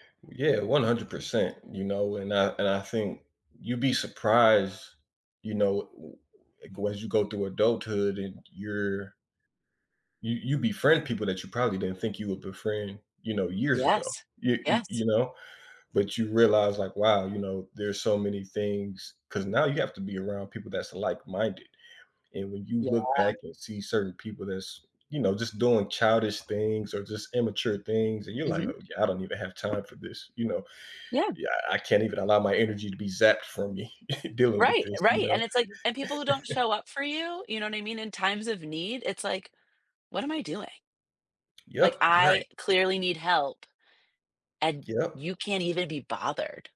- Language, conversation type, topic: English, unstructured, What are some thoughtful ways to help a friend who is struggling emotionally?
- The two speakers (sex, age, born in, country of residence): female, 35-39, United States, United States; male, 30-34, United States, United States
- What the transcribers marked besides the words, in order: tapping; chuckle; other background noise; laugh